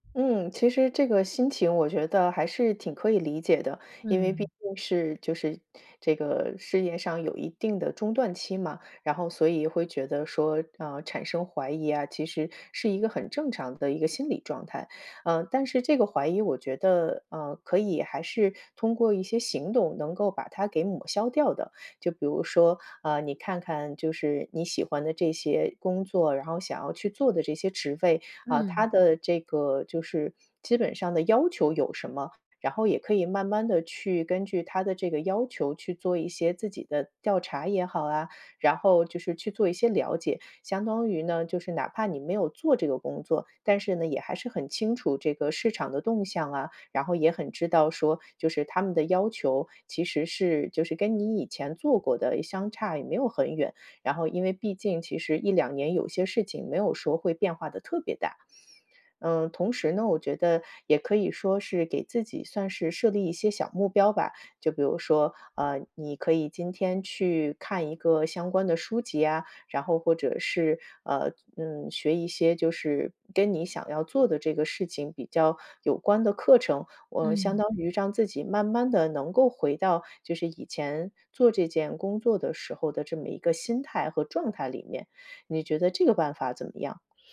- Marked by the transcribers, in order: none
- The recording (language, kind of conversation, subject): Chinese, advice, 中断一段时间后开始自我怀疑，怎样才能重新找回持续的动力和自律？